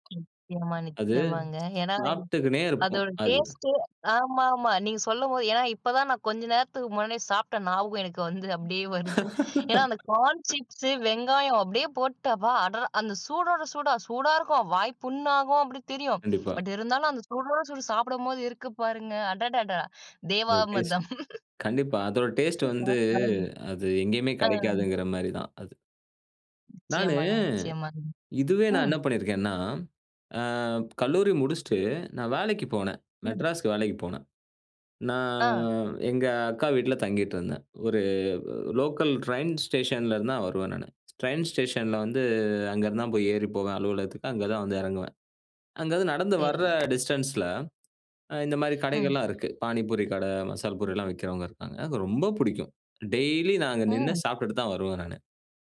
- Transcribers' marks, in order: other background noise; other noise; in English: "டேஸ்ட்டு"; tapping; laugh; in English: "பட்"; in English: "டேஸ்ட்"; laugh; in English: "டேஸ்ட்டு"; unintelligible speech; drawn out: "வந்து"; in English: "லோக்கல் ட்ரெயின் ஸ்டேஷன்லருந்துதான்"; in English: "ட்ரெயின் ஸ்டேஷன்ல"; in English: "டிஸ்டன்ஸ்ல"
- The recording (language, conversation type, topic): Tamil, podcast, பழைய ஊரின் சாலை உணவு சுவை நினைவுகள்